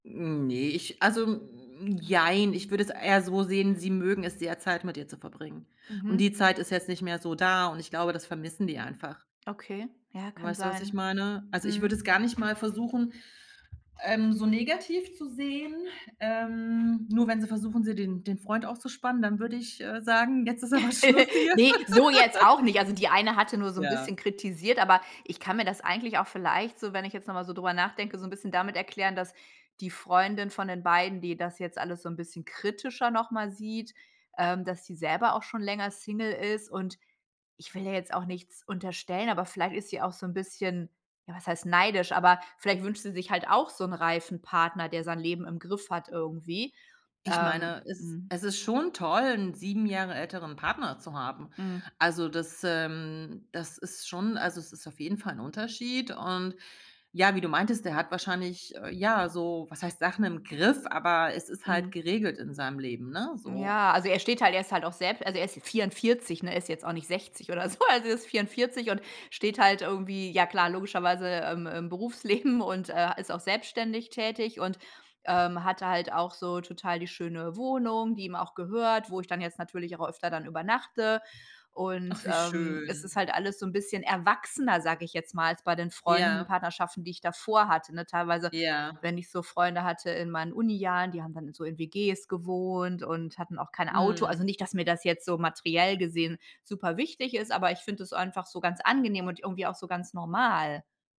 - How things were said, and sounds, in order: other background noise; tapping; laugh; laughing while speaking: "aber Schluss hier"; laugh; laughing while speaking: "so"; laughing while speaking: "Berufsleben"
- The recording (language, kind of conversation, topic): German, advice, Wie kann ich eine gute Balance zwischen Zeit für meinen Partner und für Freundschaften finden?
- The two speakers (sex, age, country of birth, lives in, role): female, 45-49, Germany, Germany, advisor; female, 45-49, Germany, Germany, user